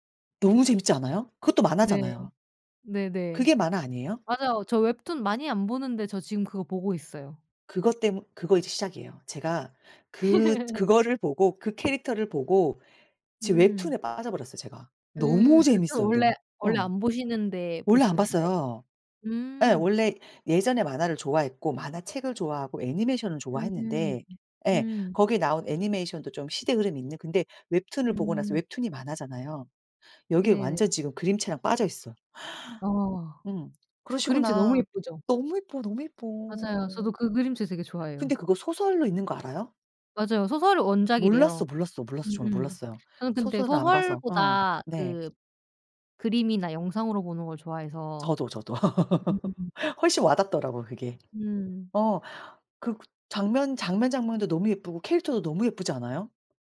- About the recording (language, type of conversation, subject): Korean, unstructured, 어렸을 때 가장 좋아했던 만화나 애니메이션은 무엇인가요?
- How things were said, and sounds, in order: laugh; inhale; other background noise; laugh